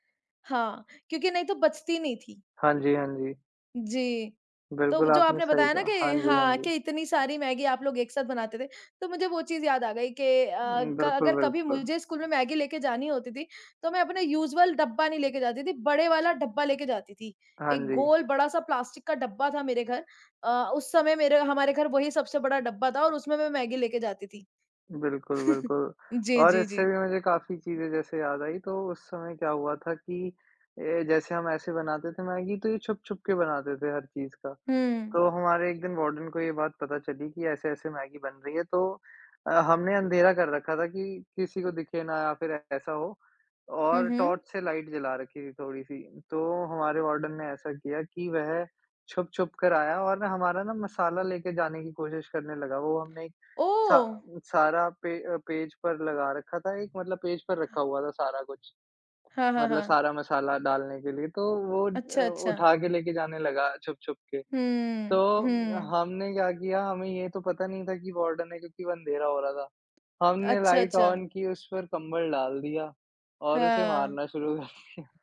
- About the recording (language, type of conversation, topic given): Hindi, unstructured, बचपन के दोस्तों के साथ बिताया आपका सबसे मजेदार पल कौन-सा था?
- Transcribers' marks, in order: in English: "यूज़ुअल"; chuckle; in English: "ऑन"; laughing while speaking: "शुरू कर दिया"